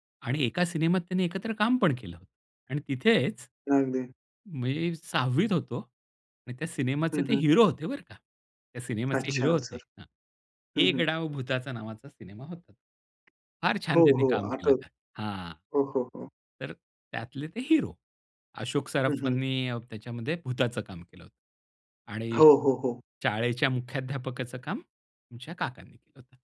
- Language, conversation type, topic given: Marathi, podcast, आवडत्या कलाकाराला प्रत्यक्ष पाहिल्यावर तुम्हाला कसं वाटलं?
- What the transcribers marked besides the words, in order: tapping